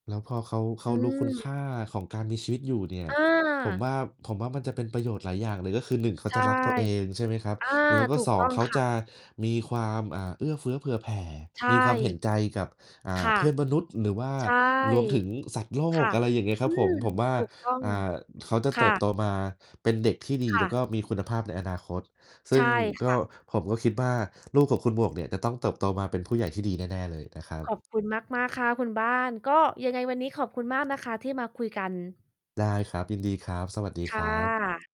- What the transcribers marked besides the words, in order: distorted speech; other background noise; tapping
- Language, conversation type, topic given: Thai, unstructured, ควรพูดคุยเรื่องความตายกับเด็กอย่างไร?